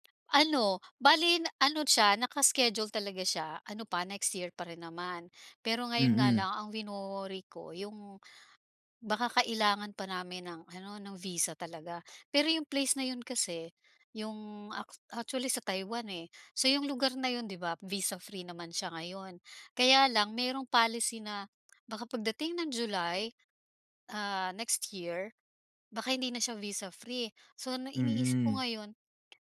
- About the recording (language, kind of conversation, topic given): Filipino, advice, Paano ko mababawasan ang stress kapag nagbibiyahe o nagbabakasyon ako?
- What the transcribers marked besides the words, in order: in English: "policy"